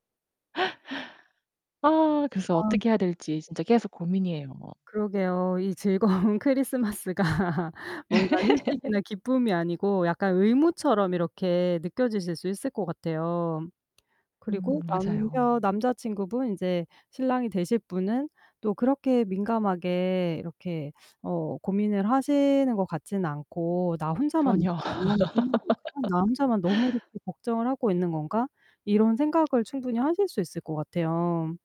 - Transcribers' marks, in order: laugh; distorted speech; laughing while speaking: "즐거운 크리스마스가"; other background noise; laugh; unintelligible speech; laughing while speaking: "전혀"; laugh
- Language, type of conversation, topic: Korean, advice, 명절에 가족 역할을 강요받는 것이 왜 부담스럽게 느껴지시나요?